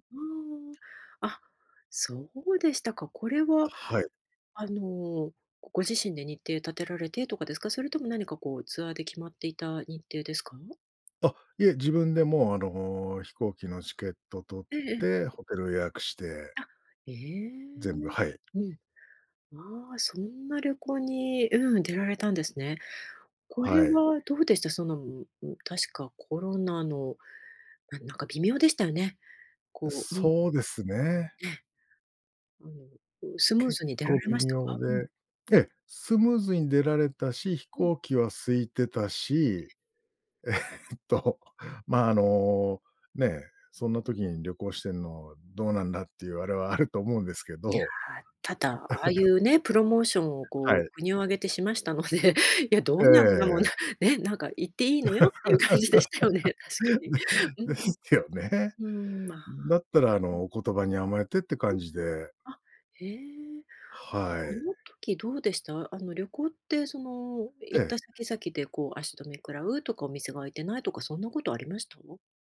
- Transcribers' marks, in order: laughing while speaking: "えっと"; laugh; in English: "プロモーション"; laughing while speaking: "しましたので"; laugh; laughing while speaking: "で ですよね"; laughing while speaking: "感じでしたよね、確かに"
- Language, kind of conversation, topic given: Japanese, podcast, 毎年恒例の旅行やお出かけの習慣はありますか？